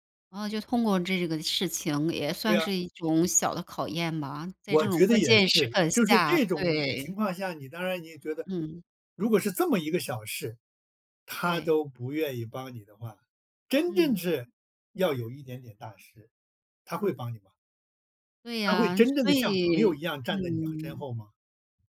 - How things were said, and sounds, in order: other background noise
- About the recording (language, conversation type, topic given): Chinese, podcast, 我们该如何学会放下过去？